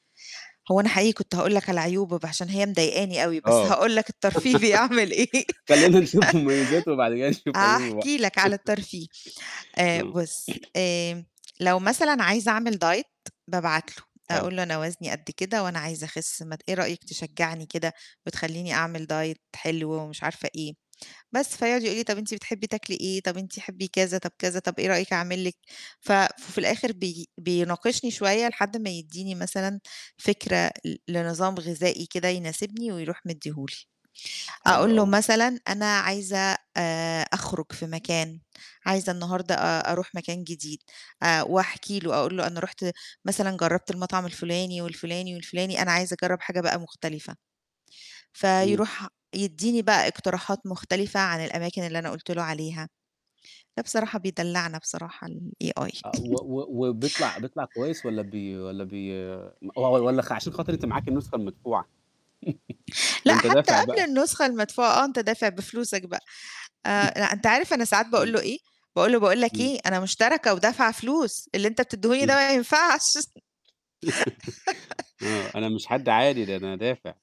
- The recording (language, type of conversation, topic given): Arabic, podcast, إزاي بتستفيد من الذكاء الاصطناعي في حياتك اليومية؟
- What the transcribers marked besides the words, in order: laugh; laughing while speaking: "خلّينا نشوف مميزاته، وبعدين كده نشوف عيوبه بقى"; laughing while speaking: "الترفيه بيعمل إيه"; laugh; throat clearing; in English: "Diet"; in English: "Diet"; in English: "الAi"; chuckle; tapping; chuckle; other noise; laugh; laughing while speaking: "ينفعش"; laugh